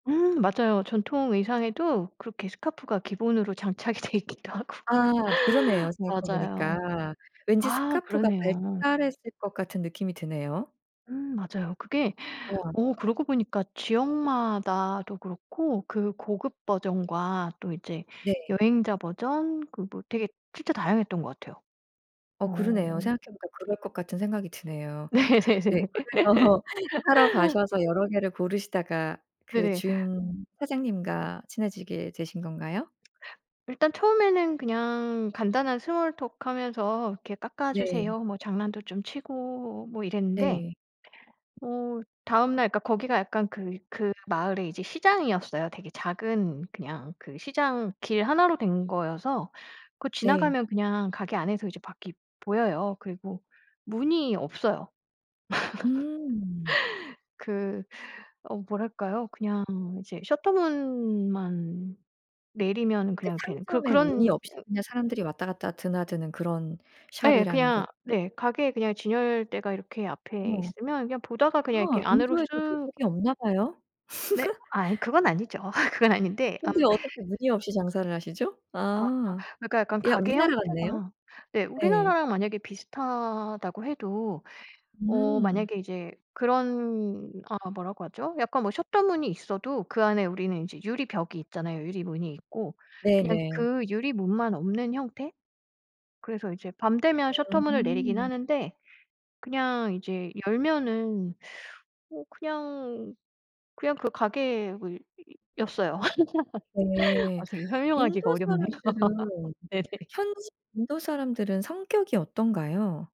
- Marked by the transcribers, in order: other background noise; tapping; laughing while speaking: "장착이 돼 있기도 하고"; laugh; laughing while speaking: "네네네"; laugh; laughing while speaking: "그래서"; in English: "스몰톡"; laugh; other noise; laugh; laugh; laugh; laughing while speaking: "네네"
- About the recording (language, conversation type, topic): Korean, podcast, 여행 중에 현지 사람들과 소통했던 경험을 들려주실 수 있나요?
- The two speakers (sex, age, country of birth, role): female, 45-49, South Korea, guest; female, 45-49, South Korea, host